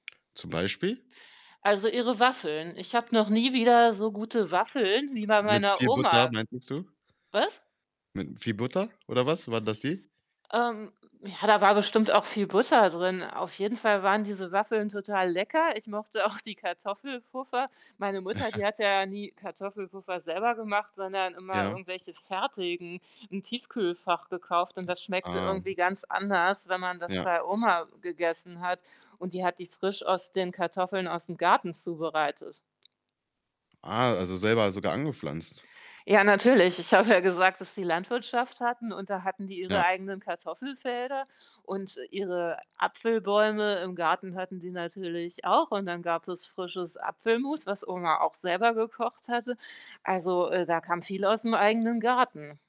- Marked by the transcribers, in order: tapping; other background noise; distorted speech; laughing while speaking: "auch"; chuckle; laughing while speaking: "habe ja"
- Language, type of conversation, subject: German, podcast, Welche Bedeutung hatten Großeltern beim gemeinsamen Essen?